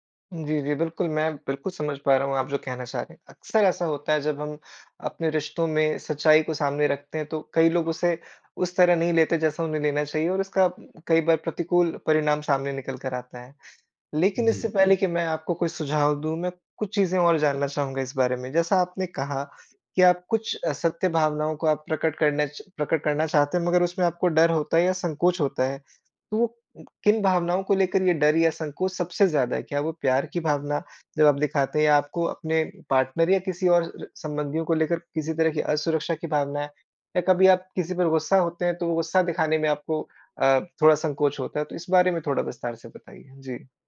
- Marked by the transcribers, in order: in English: "पार्टनर"
- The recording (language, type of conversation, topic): Hindi, advice, रिश्ते में अपनी सच्ची भावनाएँ सामने रखने से आपको डर क्यों लगता है?